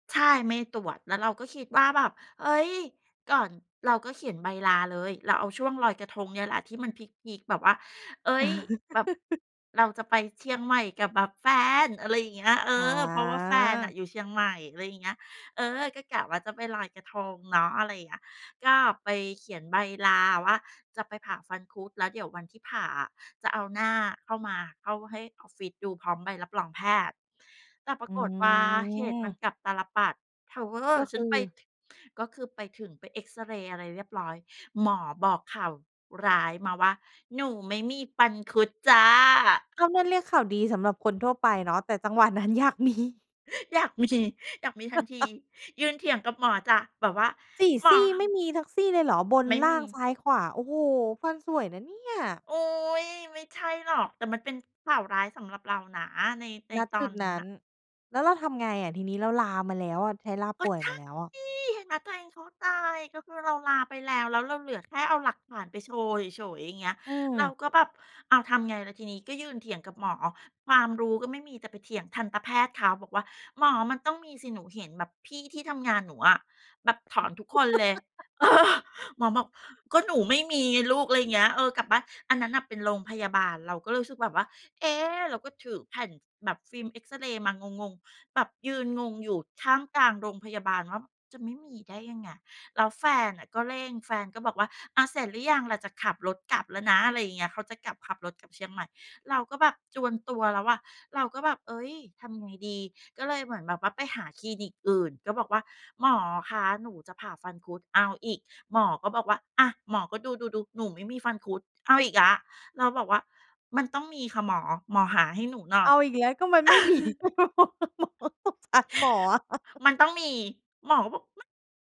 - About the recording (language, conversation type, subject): Thai, podcast, ถ้าคุณกลับเวลาได้ คุณอยากบอกอะไรกับตัวเองในตอนนั้น?
- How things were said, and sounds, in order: chuckle; drawn out: "อา"; drawn out: "อือ"; put-on voice: "หนูไม่มีฟันคุดจ้ะ"; other background noise; laughing while speaking: "มี"; laughing while speaking: "มี"; laugh; drawn out: "ใช่"; laugh; laughing while speaking: "เออ"; chuckle; laughing while speaking: "มี สงสารหมออะ"; laugh